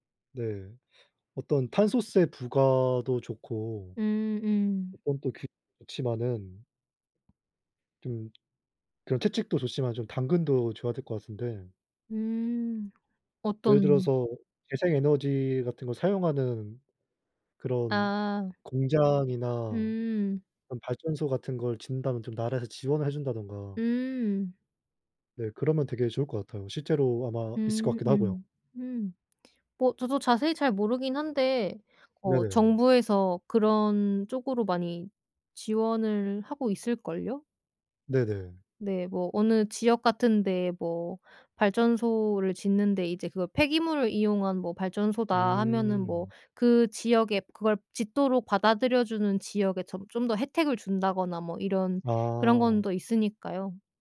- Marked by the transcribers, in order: other background noise
- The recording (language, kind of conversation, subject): Korean, unstructured, 기후 변화로 인해 사라지는 동물들에 대해 어떻게 느끼시나요?